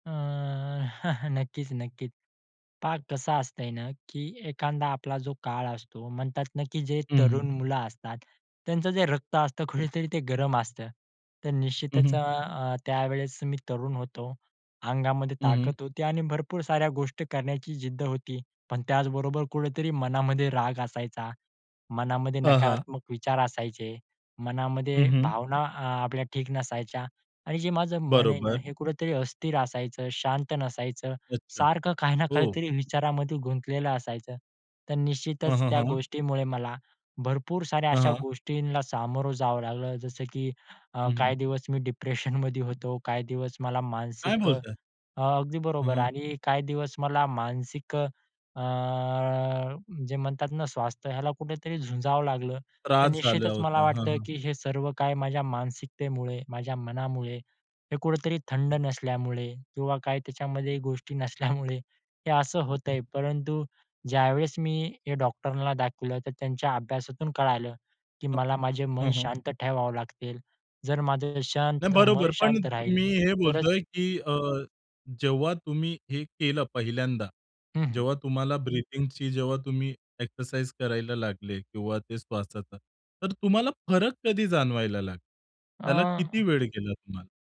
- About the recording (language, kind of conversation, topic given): Marathi, podcast, मन शांत करण्यासाठी तुम्ही एक अगदी सोपा श्वासाचा सराव सांगू शकता का?
- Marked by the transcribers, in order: chuckle; tapping; laughing while speaking: "कुठेतरी"; other background noise; in English: "डिप्रेशनमध्ये"; laughing while speaking: "डिप्रेशनमध्ये"; laughing while speaking: "नसल्यामुळे"